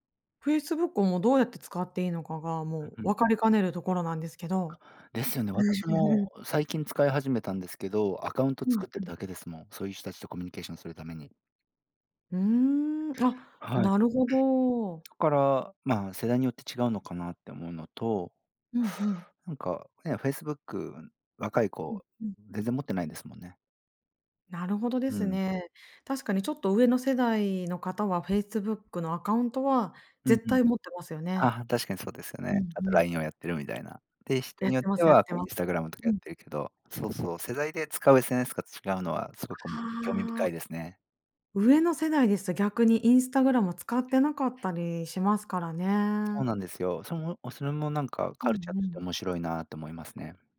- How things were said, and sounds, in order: other background noise
- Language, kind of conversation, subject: Japanese, podcast, SNSでのつながりと現実の違いは何ですか？